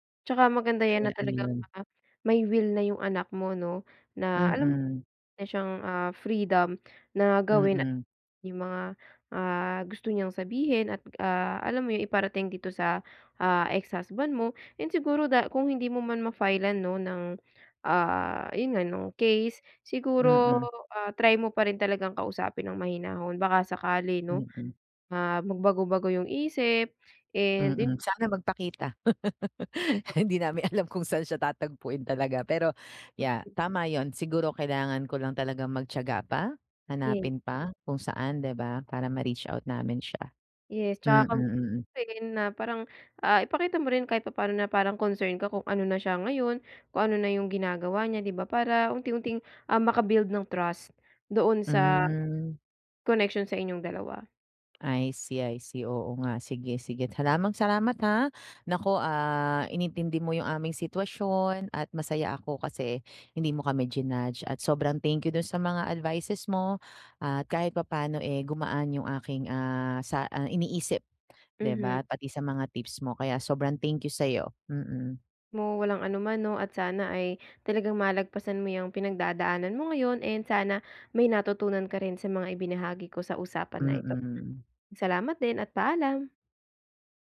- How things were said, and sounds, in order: tapping; laugh; laughing while speaking: "Hindi namin alam kung"; other noise; "Maraming" said as "Talamang"; other background noise
- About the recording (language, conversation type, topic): Filipino, advice, Paano kami makakahanap ng kompromiso sa pagpapalaki ng anak?
- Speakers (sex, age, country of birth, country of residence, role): female, 25-29, Philippines, United States, advisor; female, 40-44, Philippines, Philippines, user